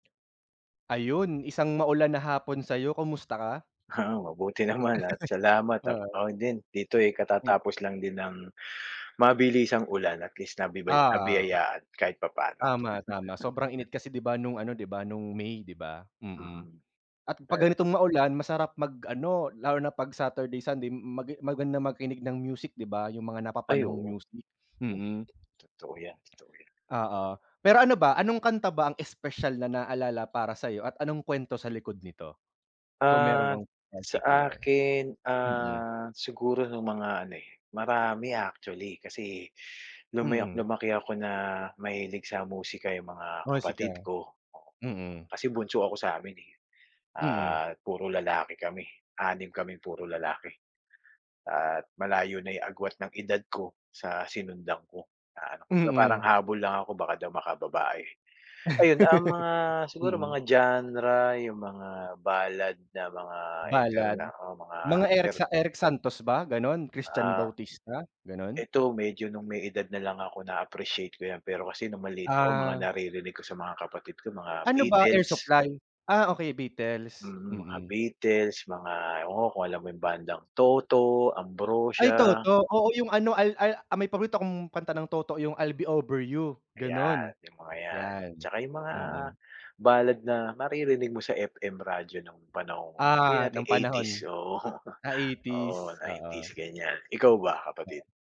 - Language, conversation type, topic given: Filipino, unstructured, May alaala ka ba na nauugnay sa isang kanta o awitin?
- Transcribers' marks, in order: laugh; other background noise; tapping; laugh; chuckle